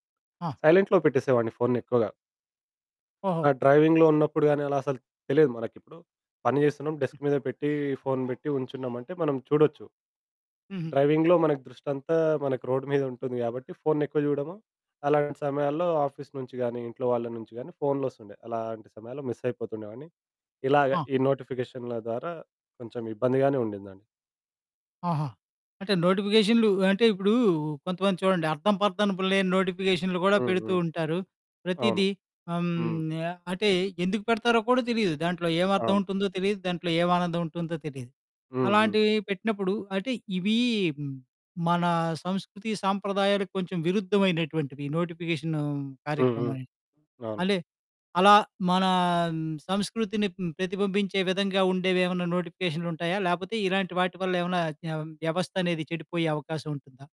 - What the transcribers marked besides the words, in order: in English: "సైలెంట్‌లో"; in English: "డ్రైవింగ్‌లో"; in English: "డెస్క్"; other background noise; in English: "డ్రైవింగ్‌లో"; in English: "రోడ్"; distorted speech; in English: "ఆఫీస్"; in English: "మిస్"
- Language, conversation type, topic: Telugu, podcast, నోటిఫికేషన్లు మీ ఏకాగ్రతను ఎలా చెదరగొడతాయి?